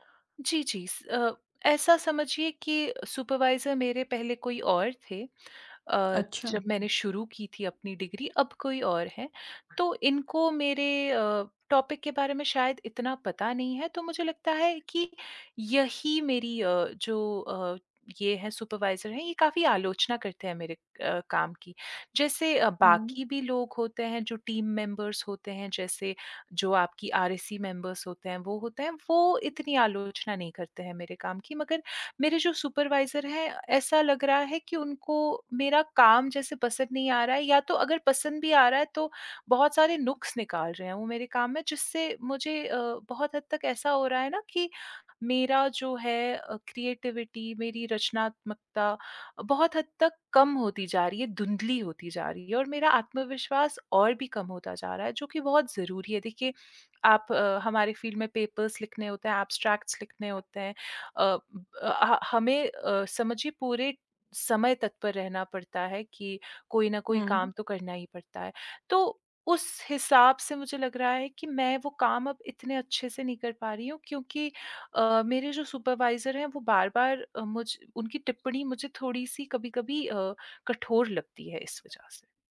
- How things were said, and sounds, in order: in English: "सुपरवाइज़र"; other background noise; tapping; in English: "डिग्री"; in English: "टॉपिक"; in English: "सुपरवाइज़र"; in English: "टीम मेंबर्स"; in English: "मेंबर्स"; in English: "सुपरवाइज़र"; in English: "क्रिएटिविटी"; in English: "फ़ील्ड"; in English: "पेपर्स"; in English: "ऐब्स्ट्रैक्ट्स"; in English: "सुपरवाइज़र"
- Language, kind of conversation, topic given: Hindi, advice, आलोचना के बाद मेरा रचनात्मक आत्मविश्वास क्यों खो गया?
- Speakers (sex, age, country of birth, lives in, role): female, 25-29, India, India, advisor; female, 30-34, India, India, user